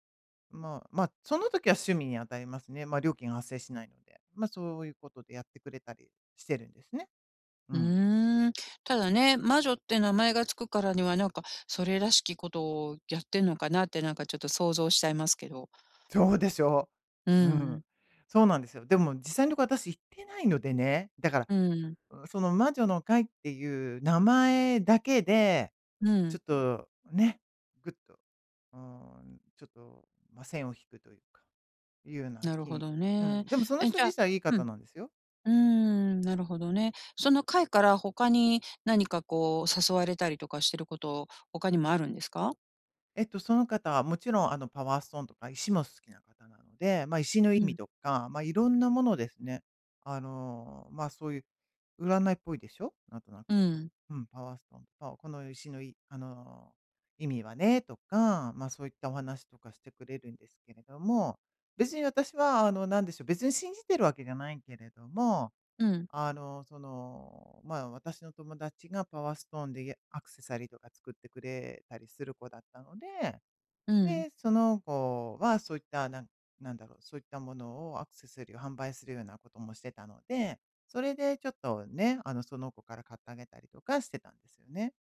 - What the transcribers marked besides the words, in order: stressed: "そうでしょう"; tapping
- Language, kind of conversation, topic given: Japanese, advice, 友人の集まりで気まずい雰囲気を避けるにはどうすればいいですか？